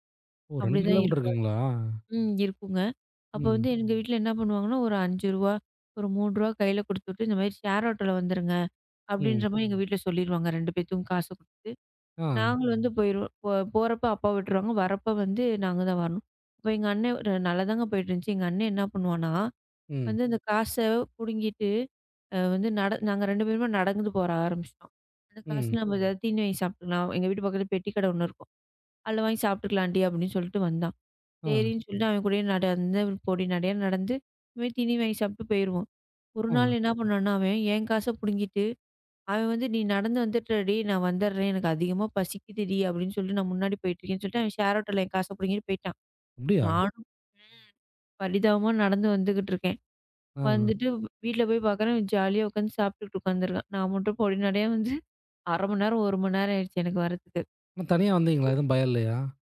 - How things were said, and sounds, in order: in another language: "கிலோ மீட்டர்"; unintelligible speech; other noise; in another language: "ஜாலியா"; chuckle
- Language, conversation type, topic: Tamil, podcast, சின்ன வயதில் விளையாடிய நினைவுகளைப் பற்றி சொல்லுங்க?